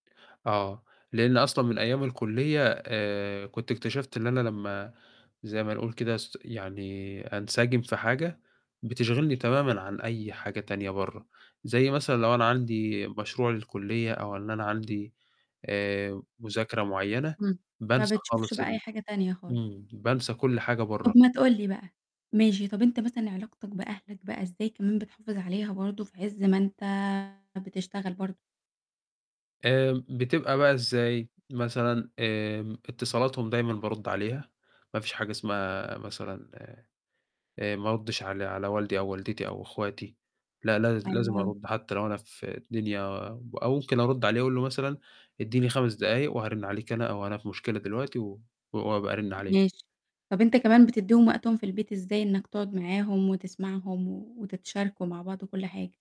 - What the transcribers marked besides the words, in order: tapping; static; distorted speech
- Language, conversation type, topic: Arabic, podcast, إزاي تحافظ على توازنِك بين الشغل وحياتك الشخصية؟